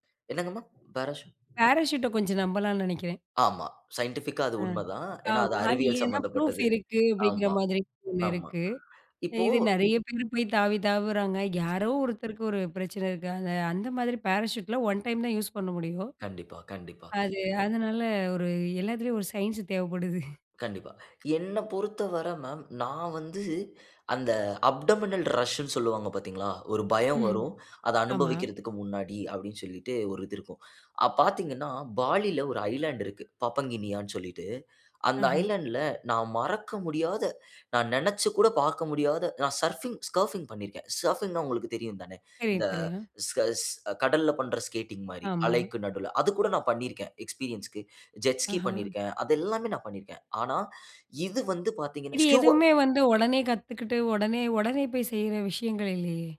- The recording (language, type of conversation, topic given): Tamil, podcast, பயணத்தில் நீங்கள் அனுபவித்த மறக்கமுடியாத சாகசம் என்ன?
- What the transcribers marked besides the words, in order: in English: "சைன்டிஃபிக்கா"; in English: "ப்ரூஃப்"; other background noise; in English: "ஒன் டைம்"; in English: "சயின்ஸ்"; laughing while speaking: "தேவைப்படுது"; in English: "அப்டமினல் ரஷ்ன்னு"; in English: "ஐலேண்ட்"; in English: "ஐலேண்ட்ல"; in English: "சர்ஃபிங் ஸ்கர்ஃபிங்"; in English: "சர்ஃபிங்ன்னா"; "ஸ்கேட்" said as "ஸ்கஸ்"; in English: "ஸ்கேட்டிங்"; in English: "எக்ஸ்பீரியன்ஸ்க்கு. ஜெட் ஸ்கி"; in English: "ஸ்டூபா"; "ஸ்கூபா" said as "ஸ்டூபா"